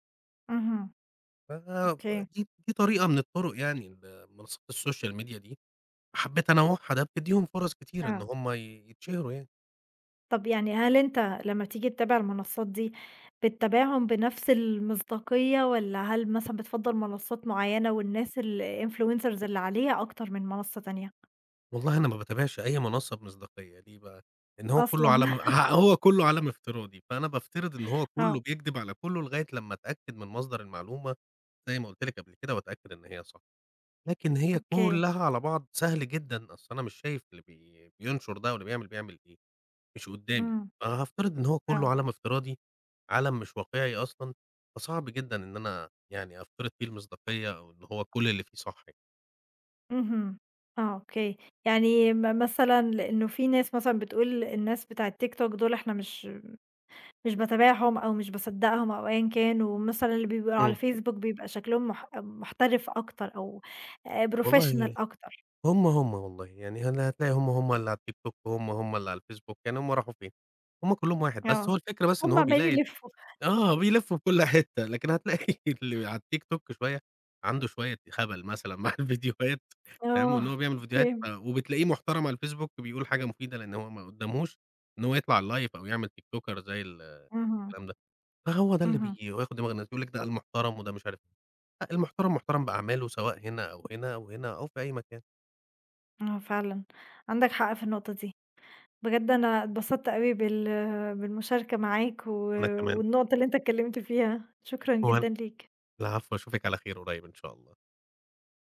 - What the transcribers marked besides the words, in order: in English: "الSocial media"; unintelligible speech; tapping; in English: "الInfluencers"; laugh; in English: "professional"; laugh; laughing while speaking: "مع الفيديوهات"; in English: "الLive"; in English: "TikToker"
- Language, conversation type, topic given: Arabic, podcast, إيه دور السوشال ميديا في شهرة الفنانين من وجهة نظرك؟